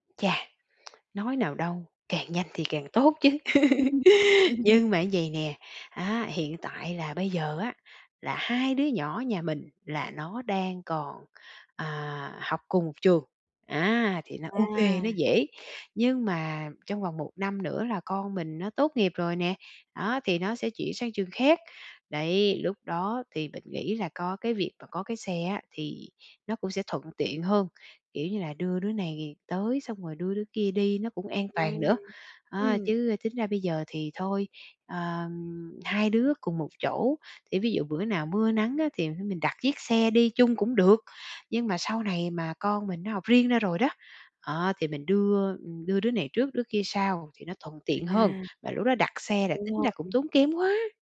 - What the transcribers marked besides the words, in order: tapping; laugh; laughing while speaking: "Ừm"; other background noise
- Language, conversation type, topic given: Vietnamese, advice, Làm sao để chia nhỏ mục tiêu cho dễ thực hiện?